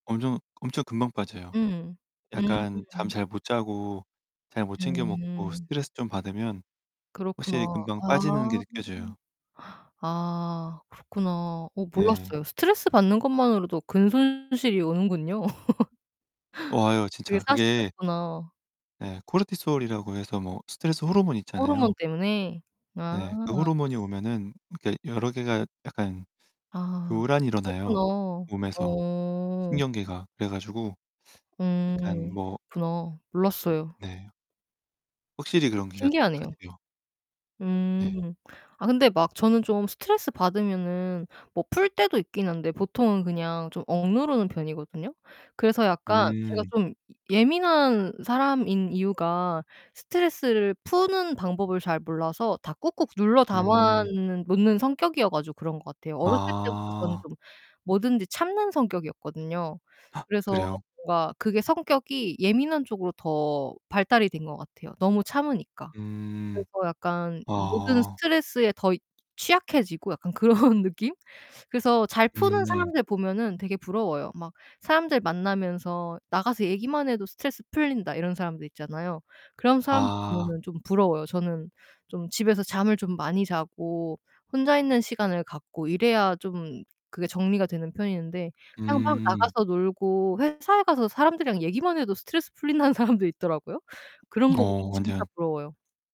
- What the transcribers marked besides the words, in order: distorted speech; other background noise; laugh; tapping; gasp; laughing while speaking: "그런"; static; laughing while speaking: "풀린다는 사람도"
- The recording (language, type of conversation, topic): Korean, unstructured, 스트레스가 쌓였을 때 어떻게 푸세요?